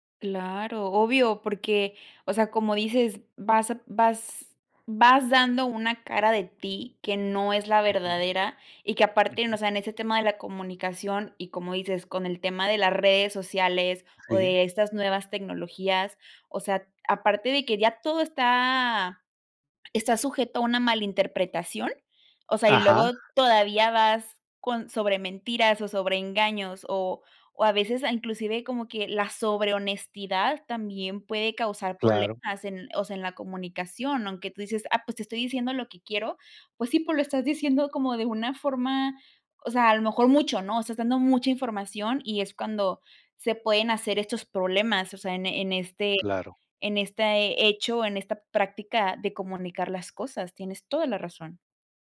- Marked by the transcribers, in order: tapping
- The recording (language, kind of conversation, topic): Spanish, podcast, ¿Qué valores consideras esenciales en una comunidad?